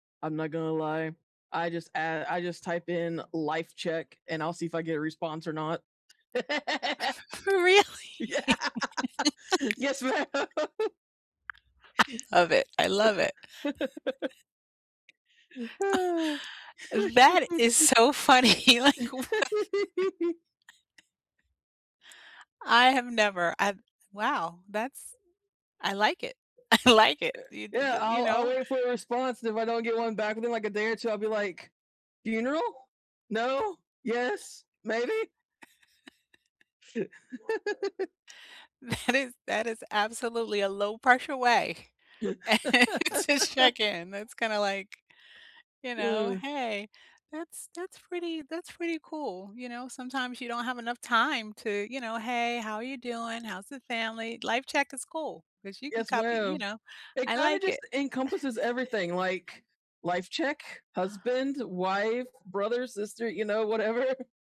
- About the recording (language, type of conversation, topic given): English, unstructured, How can you check in on friends in caring, low-pressure ways that strengthen your connection?
- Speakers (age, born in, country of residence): 30-34, United States, United States; 50-54, United States, United States
- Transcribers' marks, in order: chuckle; laugh; laughing while speaking: "Really?"; laughing while speaking: "Yeah. Yes, ma'am"; chuckle; joyful: "I love it, I love it"; chuckle; chuckle; laughing while speaking: "funny, like, what?"; chuckle; laughing while speaking: "I like it"; dog barking; chuckle; laughing while speaking: "That is"; chuckle; laughing while speaking: "to check-in"; chuckle; chuckle; laughing while speaking: "whatever"